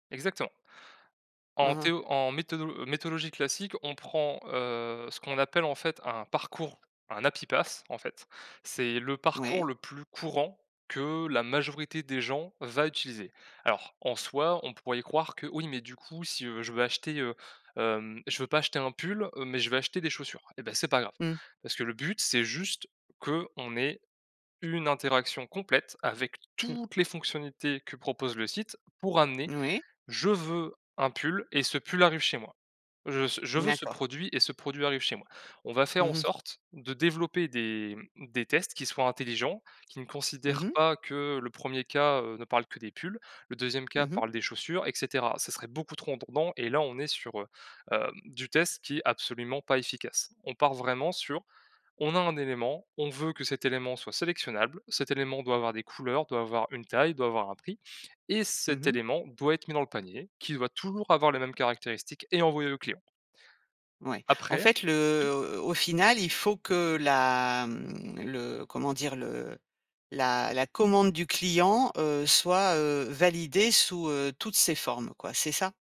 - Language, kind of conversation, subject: French, podcast, Quelle astuce pour éviter le gaspillage quand tu testes quelque chose ?
- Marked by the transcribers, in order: "méthodologie" said as "méthologie"; in English: "happy path"; stressed: "toutes"; "redondant" said as "ondondant"; drawn out: "le"; drawn out: "la, mmh"